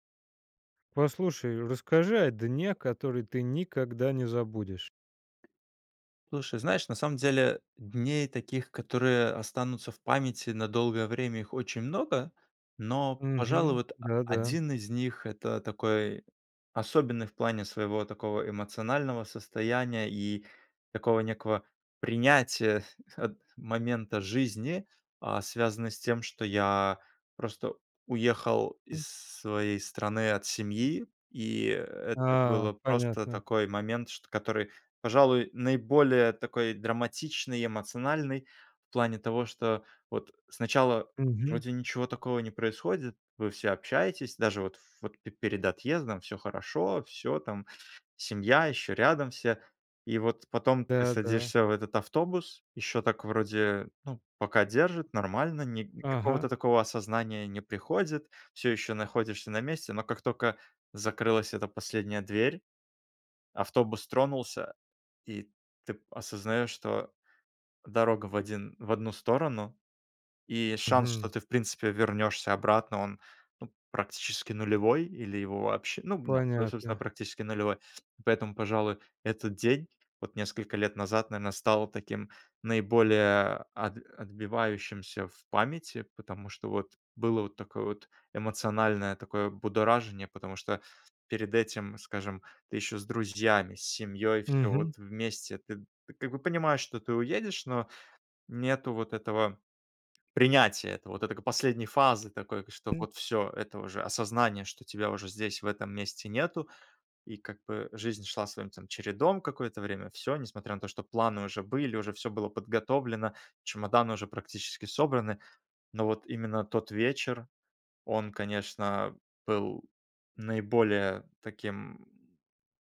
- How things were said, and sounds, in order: tapping; chuckle
- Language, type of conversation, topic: Russian, podcast, О каком дне из своей жизни ты никогда не забудешь?